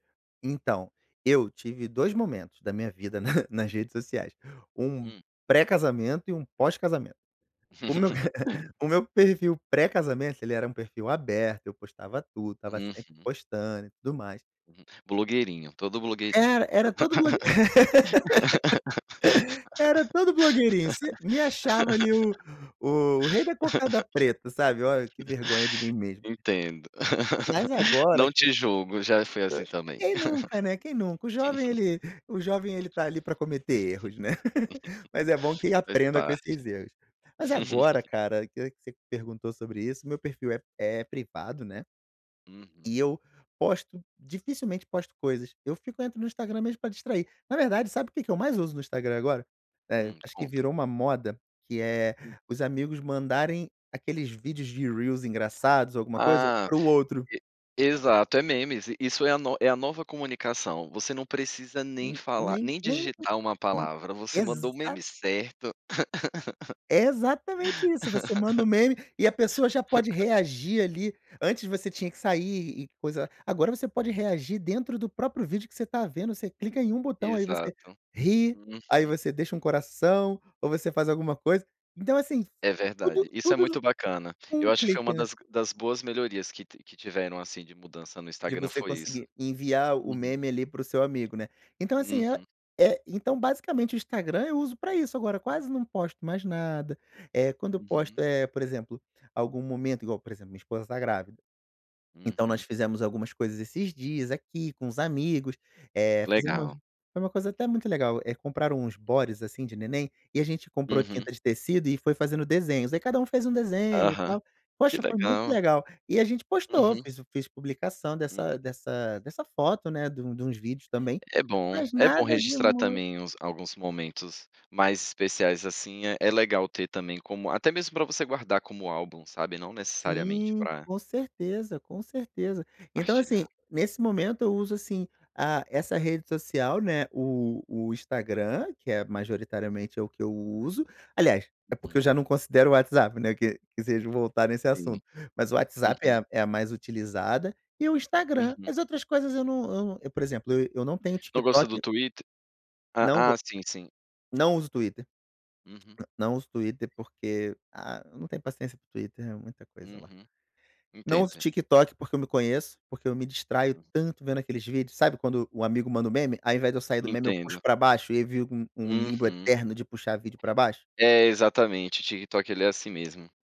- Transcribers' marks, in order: chuckle; chuckle; laugh; laugh; laugh; other noise; laugh; laugh; laugh; in English: "reels"; laugh; tapping; in English: "bodies"; other background noise
- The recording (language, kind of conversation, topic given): Portuguese, podcast, Como a tecnologia impacta, na prática, a sua vida social?